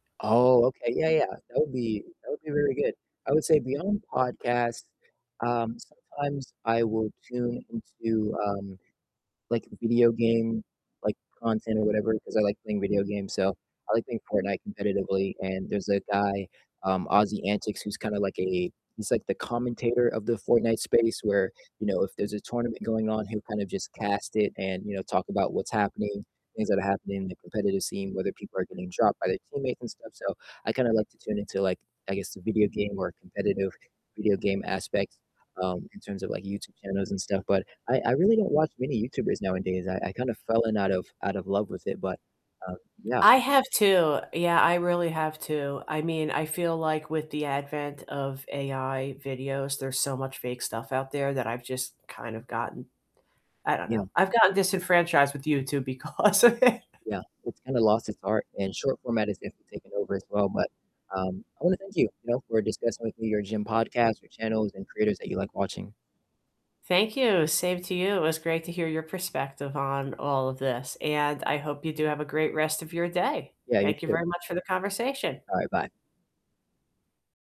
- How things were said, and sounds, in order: distorted speech; tapping; static; laughing while speaking: "because of it"
- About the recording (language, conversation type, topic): English, unstructured, Which hidden-gem podcasts, channels, or creators are truly worth recommending to everyone?